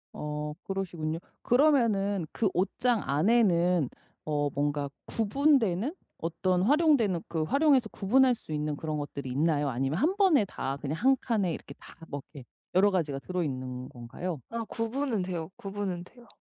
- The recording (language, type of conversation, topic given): Korean, advice, 한정된 공간에서 물건을 가장 효율적으로 정리하려면 어떻게 시작하면 좋을까요?
- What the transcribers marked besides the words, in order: tapping